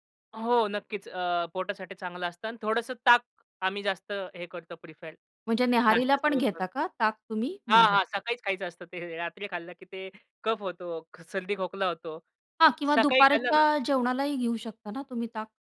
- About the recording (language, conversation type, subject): Marathi, podcast, सकाळच्या न्याहारीत तुम्हाला काय खायला आवडते?
- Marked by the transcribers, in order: in English: "प्रीफ्यार"; "प्रीफर" said as "प्रीफ्यार"; laughing while speaking: "रात्री खाल्लं की ते कफ होतो, क सर्दी खोकला होतो"; other background noise